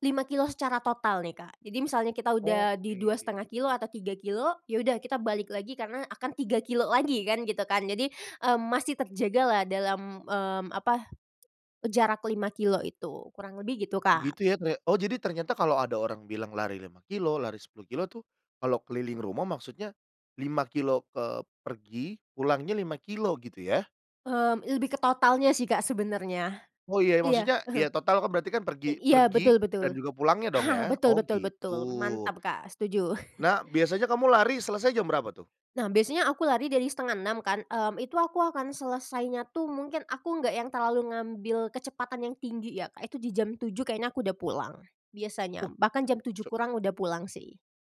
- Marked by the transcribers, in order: other background noise; chuckle
- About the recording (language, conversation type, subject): Indonesian, podcast, Apa kebiasaan pagi yang bikin harimu jadi lebih baik?